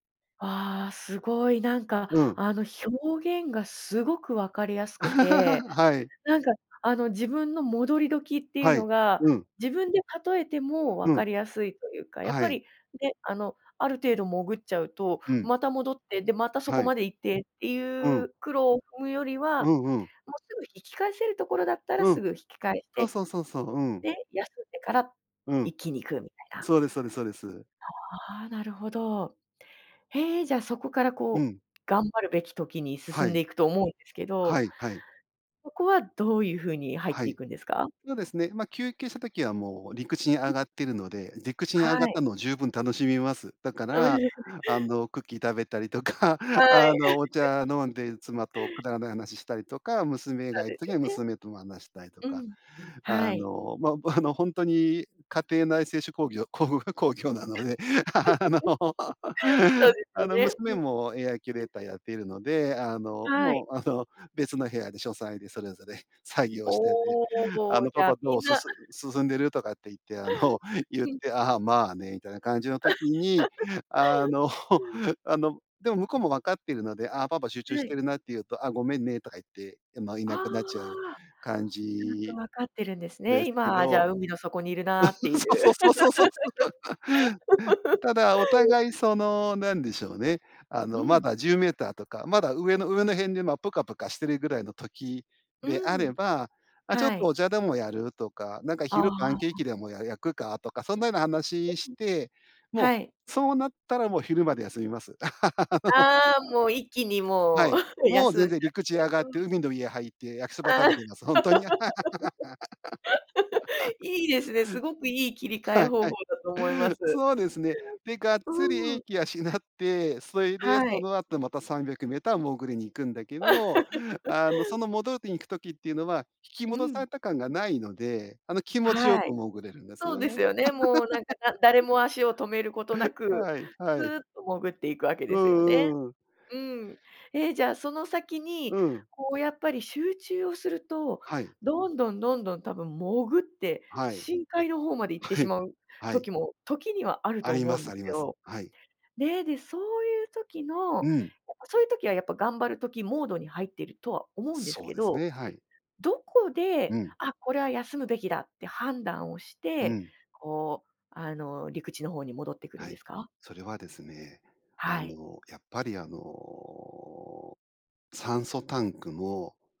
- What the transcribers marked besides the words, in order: laugh; laugh; laugh; laughing while speaking: "工 工業なので、 あの"; laugh; other noise; drawn out: "おお"; laugh; laugh; laugh; laugh; laugh; laugh; laugh; laugh; "潜り" said as "もどり"; laugh; drawn out: "あの"
- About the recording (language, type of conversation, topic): Japanese, podcast, 休むべきときと頑張るべきときは、どう判断すればいいですか？